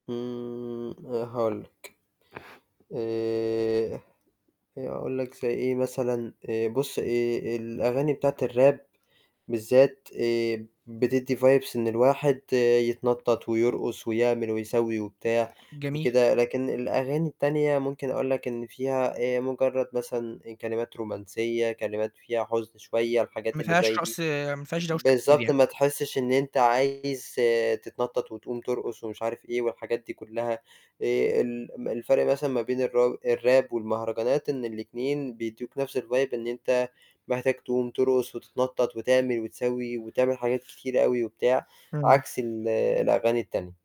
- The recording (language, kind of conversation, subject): Arabic, podcast, احكيلي عن تجربة حفلة حضرتها ومش ممكن تنساها؟
- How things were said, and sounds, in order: in English: "vibes"; distorted speech; in English: "الvibe"; tapping; static